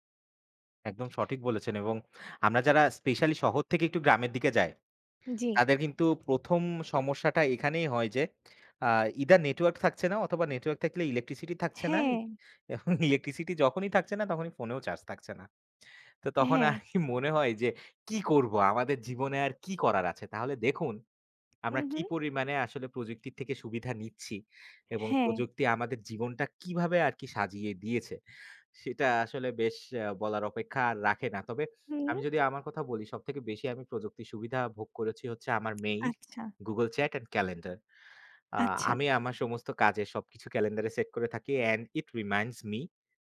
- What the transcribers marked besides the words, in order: chuckle; chuckle; "আরকি" said as "আহহি"; in English: "and it reminds me"
- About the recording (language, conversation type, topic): Bengali, unstructured, তোমার জীবনে প্রযুক্তি কী ধরনের সুবিধা এনে দিয়েছে?